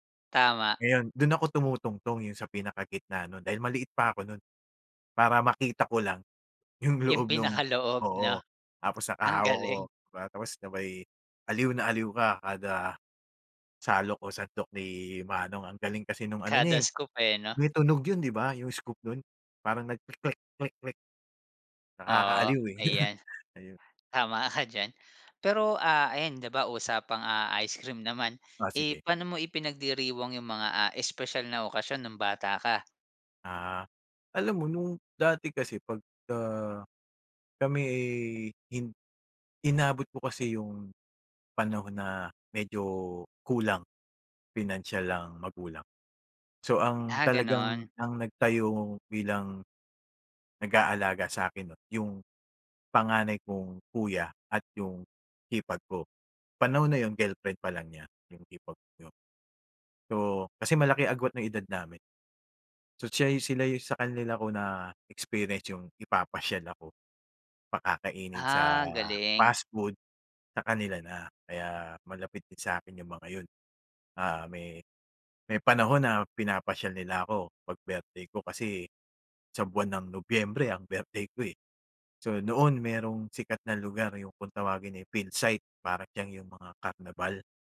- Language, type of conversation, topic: Filipino, podcast, Ano ang paborito mong alaala noong bata ka pa?
- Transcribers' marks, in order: tapping; chuckle; other background noise